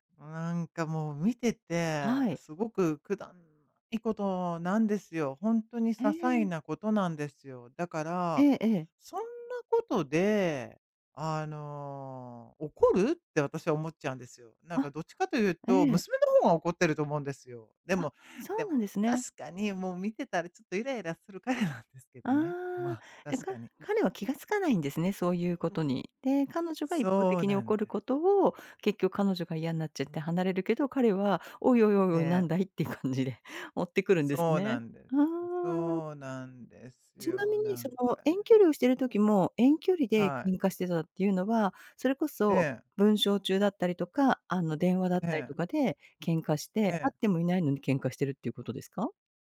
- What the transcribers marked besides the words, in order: laughing while speaking: "彼なんですけどね"
- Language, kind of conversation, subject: Japanese, advice, 恋人と喧嘩が絶えない関係について、あなたは今どんな状況で、どう感じていますか？